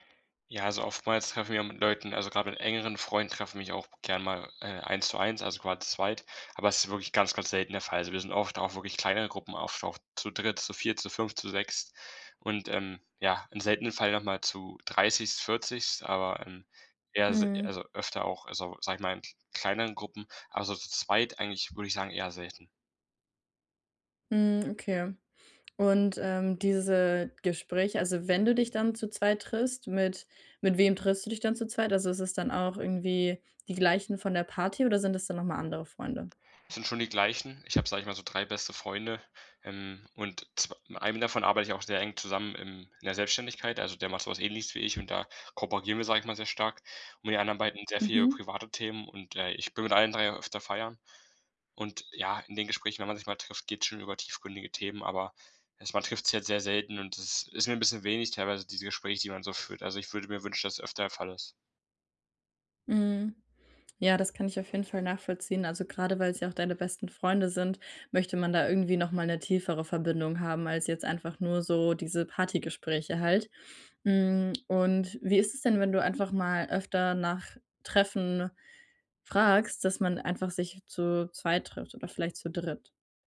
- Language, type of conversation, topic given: German, advice, Wie kann ich oberflächlichen Smalltalk vermeiden, wenn ich mir tiefere Gespräche wünsche?
- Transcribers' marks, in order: bird; other background noise